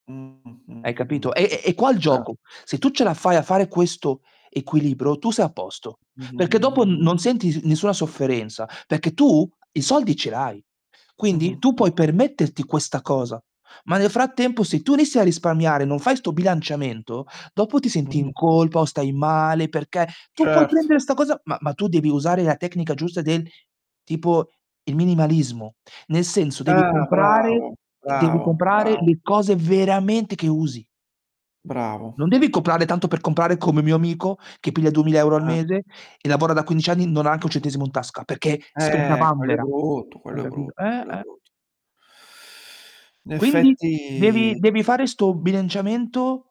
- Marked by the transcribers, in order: distorted speech; "gioco" said as "giocu"; "equilibrio" said as "equilibro"; "nessuna" said as "nessua"; stressed: "tu"; other background noise; "Ah" said as "Tah"; stressed: "veramente"; "comprare" said as "coprare"; drawn out: "Eh"; inhale; drawn out: "effetti"
- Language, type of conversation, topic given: Italian, unstructured, Come ti senti quando riesci a mettere da parte una somma importante?